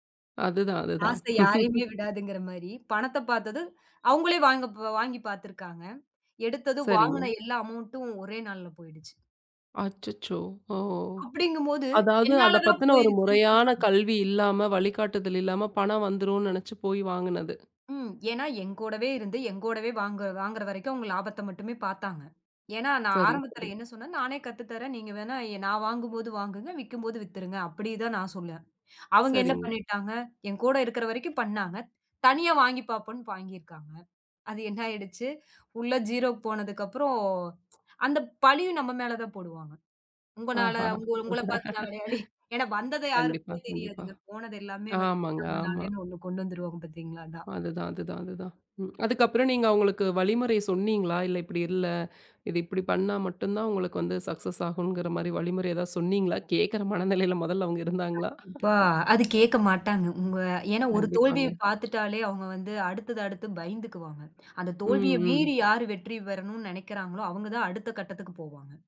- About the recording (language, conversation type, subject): Tamil, podcast, தோல்வி ஏற்பட்டால் அதை வெற்றியாக மாற்ற நீங்கள் என்ன செய்ய வேண்டும்?
- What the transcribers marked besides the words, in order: laugh; in English: "அமெளண்ட்ம்"; tsk; laugh; chuckle; in English: "சக்சஸ்"; other noise